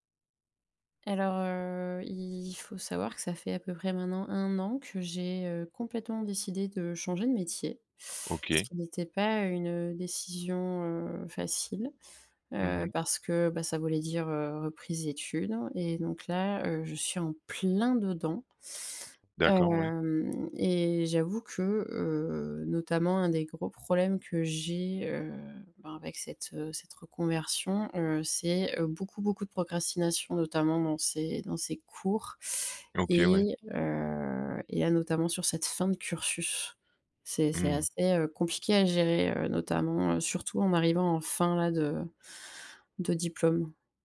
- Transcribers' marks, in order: tapping; drawn out: "heu"
- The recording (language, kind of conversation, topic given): French, advice, Comment la procrastination vous empêche-t-elle d’avancer vers votre but ?